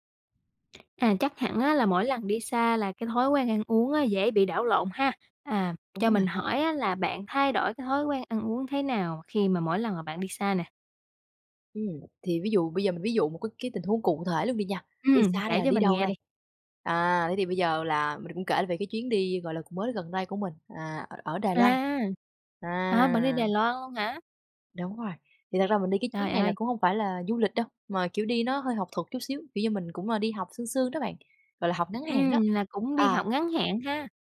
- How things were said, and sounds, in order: tapping; other background noise
- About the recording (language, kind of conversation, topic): Vietnamese, podcast, Bạn thay đổi thói quen ăn uống thế nào khi đi xa?